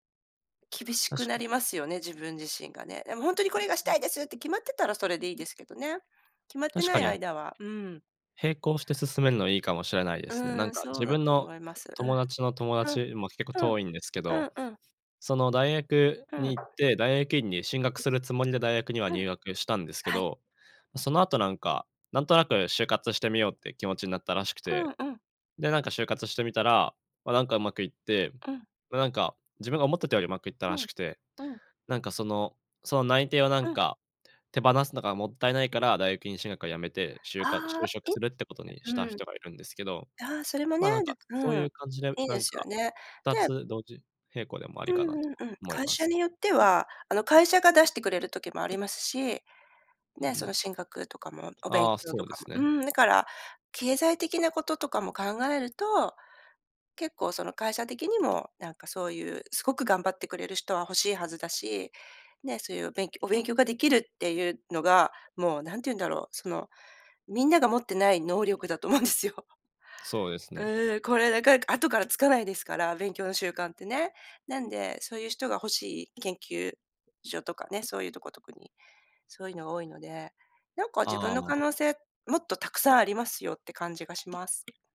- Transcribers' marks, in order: unintelligible speech; other background noise; other noise; laughing while speaking: "思うんですよ"
- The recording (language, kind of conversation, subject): Japanese, advice, 選択を迫られ、自分の価値観に迷っています。どうすれば整理して決断できますか？